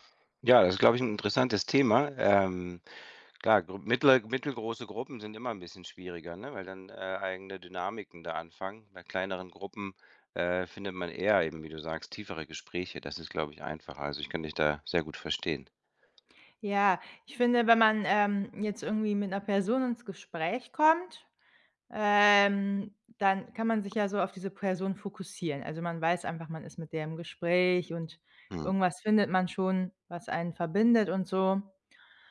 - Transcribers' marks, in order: other background noise
- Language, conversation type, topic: German, advice, Wie äußert sich deine soziale Angst bei Treffen oder beim Small Talk?